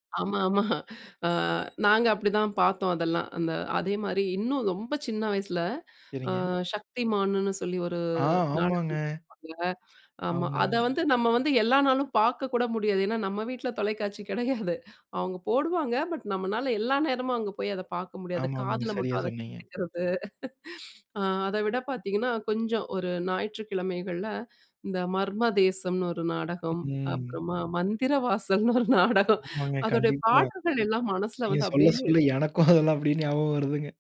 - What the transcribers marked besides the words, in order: laughing while speaking: "ஆமா, ஆமா. ஆ"; unintelligible speech; laughing while speaking: "தொலைக்காட்சி கிடையாது"; in English: "பட்"; chuckle; other noise; laughing while speaking: "மந்திர வாசல்ன்னு ஒரு நாடகம்"; laughing while speaking: "அதெல்லாம் அப்பிடியே ஞாபகம் வருதுங்க"
- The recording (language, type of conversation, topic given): Tamil, podcast, ஏன் சமீபத்தில் பழைய சீரியல்கள் மற்றும் பாடல்கள் மீண்டும் அதிகமாகப் பார்க்கப்பட்டும் கேட்கப்பட்டும் வருகின்றன?